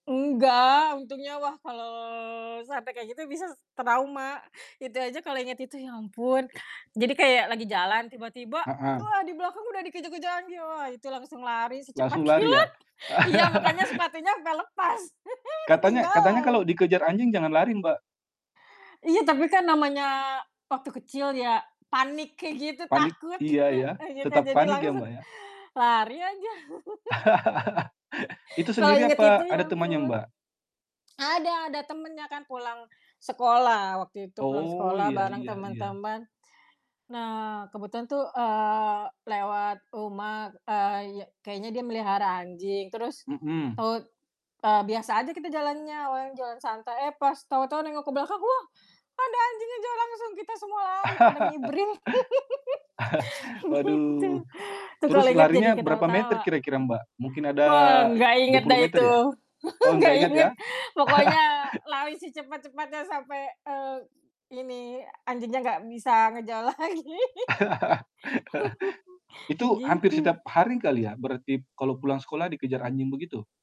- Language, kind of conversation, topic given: Indonesian, unstructured, Apa momen sederhana yang selalu membuatmu tersenyum saat mengingatnya?
- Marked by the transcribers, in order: other background noise; laughing while speaking: "kilat"; chuckle; laugh; laughing while speaking: "takutnya"; laugh; laugh; chuckle; laugh; laughing while speaking: "gitu"; chuckle; laugh; laugh; laughing while speaking: "lagi"; static; laugh